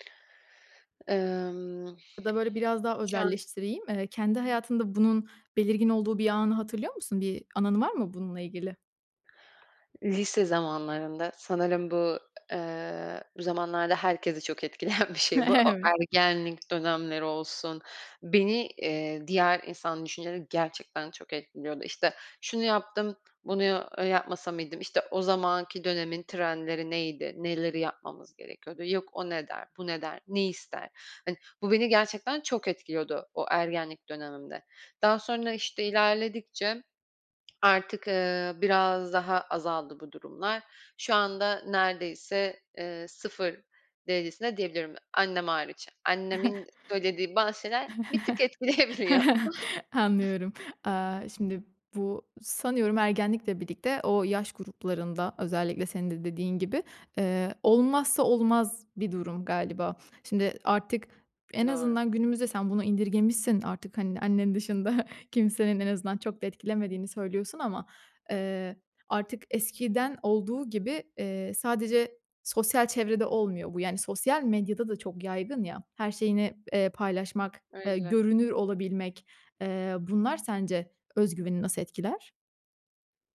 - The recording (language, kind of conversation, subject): Turkish, podcast, Başkalarının ne düşündüğü özgüvenini nasıl etkiler?
- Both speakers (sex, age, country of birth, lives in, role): female, 25-29, Turkey, France, guest; female, 25-29, Turkey, Italy, host
- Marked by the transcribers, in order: other background noise; tapping; laughing while speaking: "etkileyen bir şey"; laughing while speaking: "Evet"; chuckle; laughing while speaking: "etkileyebiliyor"; other noise; chuckle